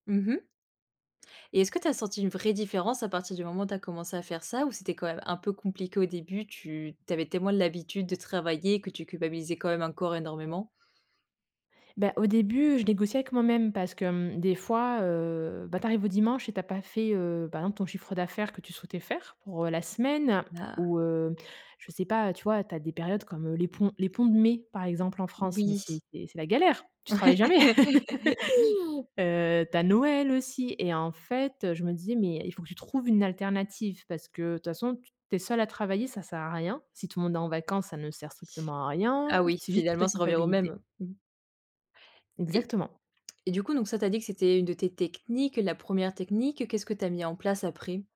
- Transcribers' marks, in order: tapping; stressed: "vraie"; laughing while speaking: "Ouais"; laugh; other background noise
- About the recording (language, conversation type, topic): French, podcast, Comment éviter de culpabiliser quand on se repose ?